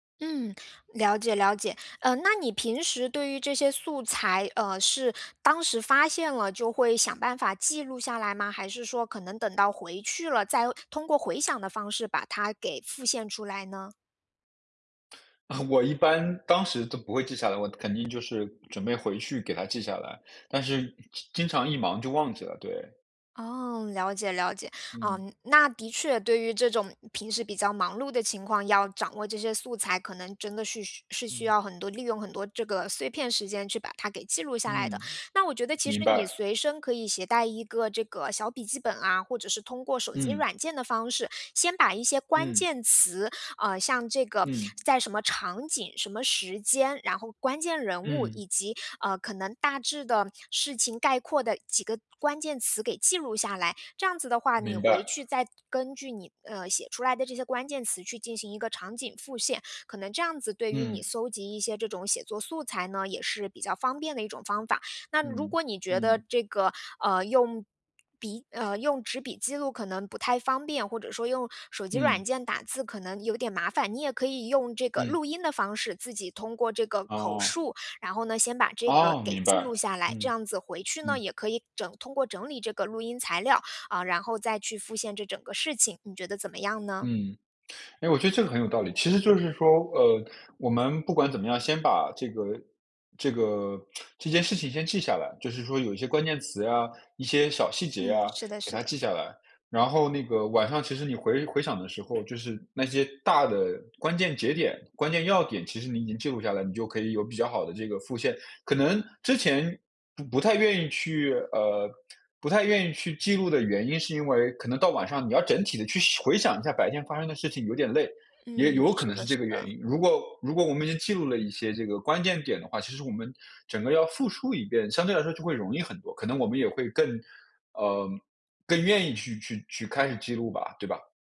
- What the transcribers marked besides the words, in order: chuckle; tapping; tsk; tsk
- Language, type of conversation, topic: Chinese, advice, 在忙碌中如何持续记录并养成好习惯？